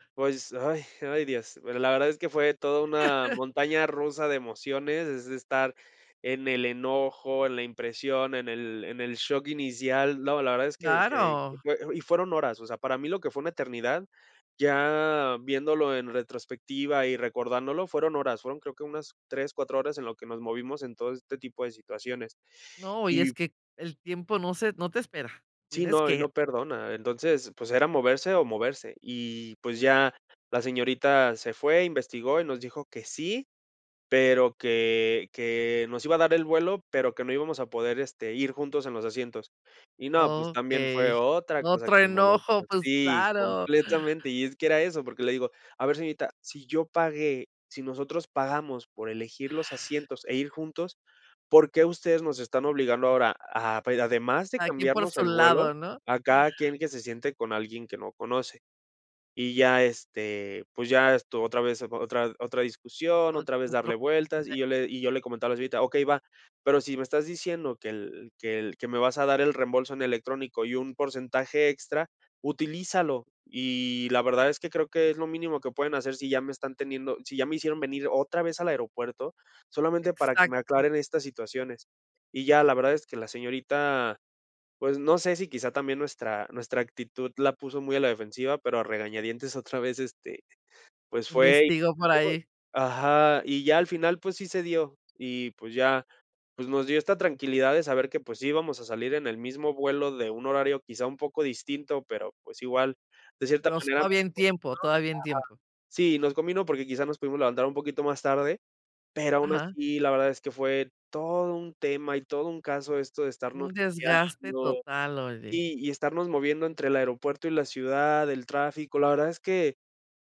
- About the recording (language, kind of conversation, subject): Spanish, podcast, ¿Alguna vez te cancelaron un vuelo y cómo lo manejaste?
- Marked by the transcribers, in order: chuckle; unintelligible speech